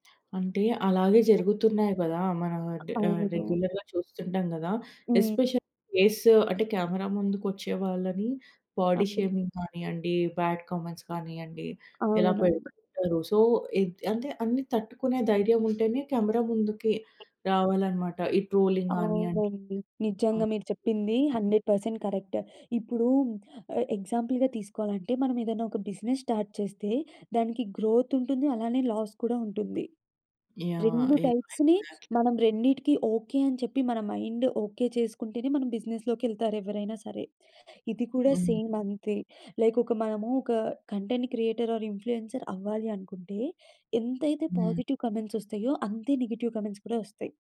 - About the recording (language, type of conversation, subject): Telugu, podcast, షార్ట్ వీడియోలు చూడటం వల్ల మీరు ప్రపంచాన్ని చూసే తీరులో మార్పు వచ్చిందా?
- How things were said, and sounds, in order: in English: "రెగ్యులర్‌గా"; in English: "ఎస్పెషల్‌లీ ఫేస్"; other background noise; in English: "బాడీ షేమింగ్"; in English: "బ్యాడ్ కామెంట్స్"; in English: "సో"; in English: "ట్రోలింగ్"; in English: "హండ్రెడ్ పర్సెంట్ కరెక్ట్"; in English: "ఎగ్జాంపుల్‌గా"; in English: "బిజినెస్ స్టార్ట్"; in English: "గ్రోత్"; in English: "లాస్"; in English: "ఎగ్జాక్ట్‌లీ"; in English: "మైండ్"; in English: "బిజినెస్‌లోకెళ్తారు"; in English: "సేమ్"; in English: "లైక్"; in English: "కంటెంట్ క్రియేటర్ ఆర్ ఇన్‌ఫ్లూ‌యన్‌సర్"; in English: "పాజిటివ్ కామెంట్స్"; in English: "నెగెటివ్ కామెంట్స్"